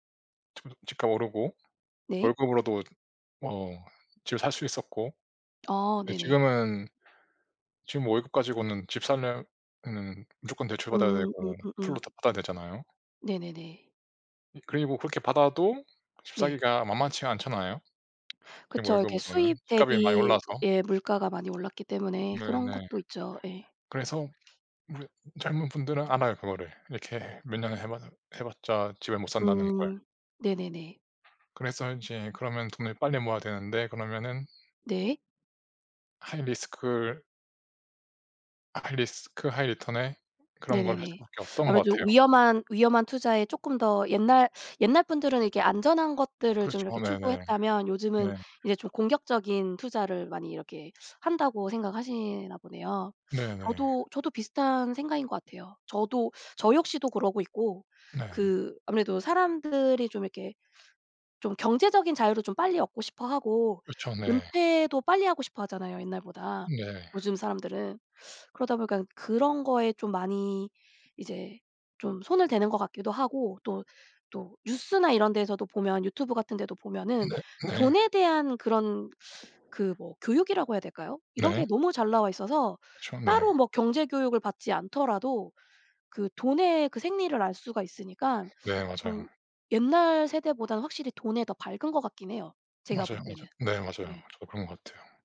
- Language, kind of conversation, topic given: Korean, unstructured, 돈에 관해 가장 놀라운 사실은 무엇인가요?
- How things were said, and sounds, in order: tapping; other background noise; in English: "하이 리스크를"; in English: "하이 리스크 하이 리턴에"; teeth sucking